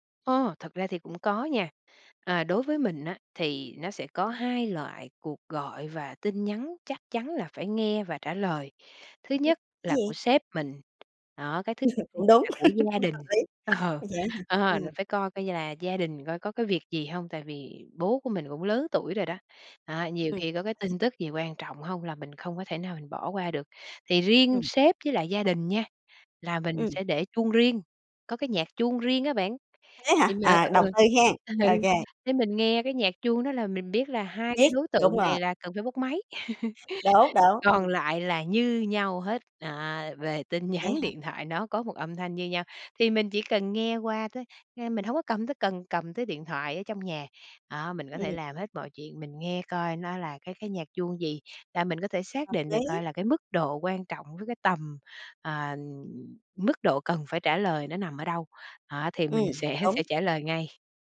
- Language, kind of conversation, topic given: Vietnamese, podcast, Bạn đặt ranh giới với điện thoại như thế nào?
- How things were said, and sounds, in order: other background noise; tapping; laughing while speaking: "Ờ"; laugh; laughing while speaking: "ừ"; laugh; laughing while speaking: "sẽ"